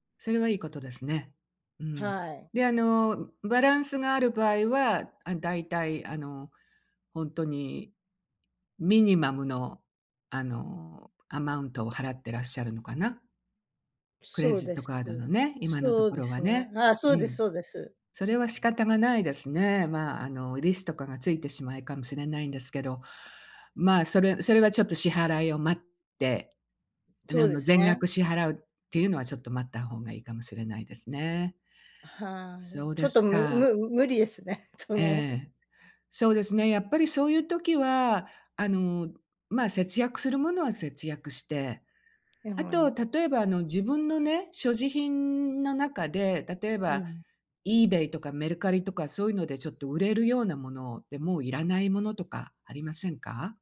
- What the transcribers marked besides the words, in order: in English: "アマウント"; tapping
- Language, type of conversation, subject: Japanese, advice, 緊急用の資金がなく、将来が不安です。どうすればよいですか？